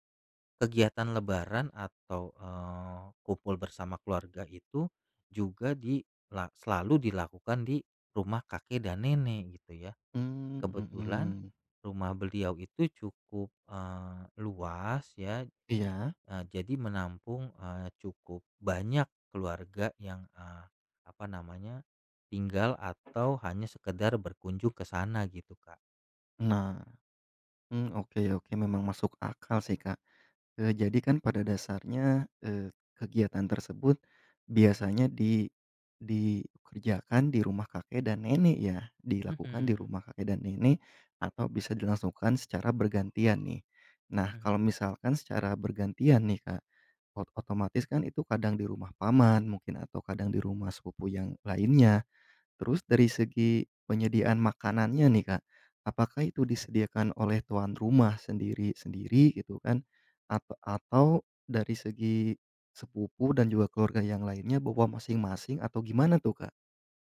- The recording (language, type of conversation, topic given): Indonesian, podcast, Kegiatan apa yang menyatukan semua generasi di keluargamu?
- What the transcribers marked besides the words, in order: other background noise